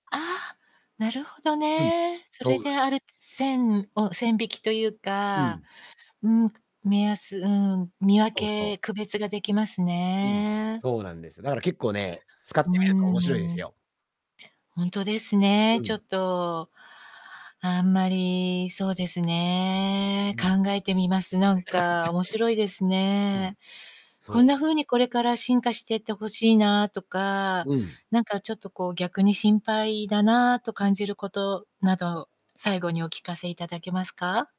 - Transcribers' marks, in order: static; distorted speech; laugh
- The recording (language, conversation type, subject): Japanese, podcast, AIアシスタントはどんなときに使っていますか？